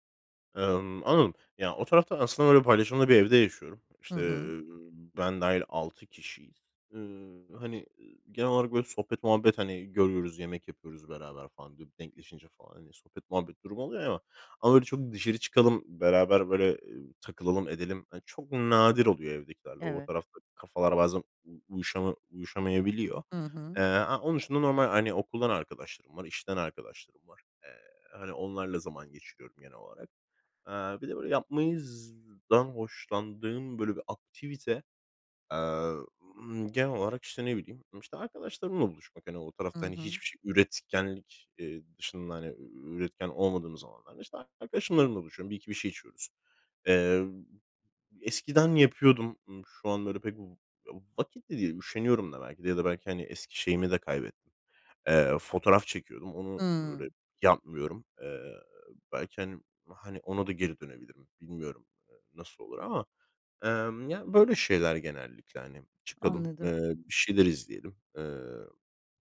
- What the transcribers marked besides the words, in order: other background noise
- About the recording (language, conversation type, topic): Turkish, advice, Dijital dikkat dağıtıcıları nasıl azaltıp boş zamanımın tadını çıkarabilirim?